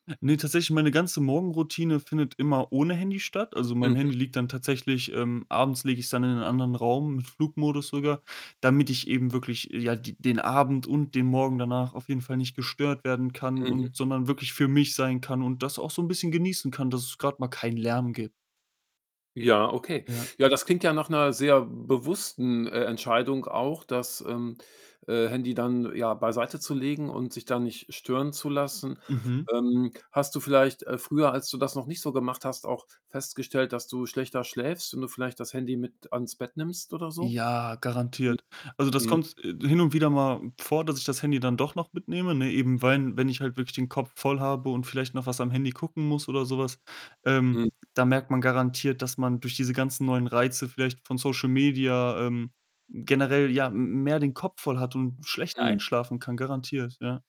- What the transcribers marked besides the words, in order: distorted speech; tapping; static
- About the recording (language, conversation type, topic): German, podcast, Wie hältst du die Balance zwischen Online- und Offline-Zeit?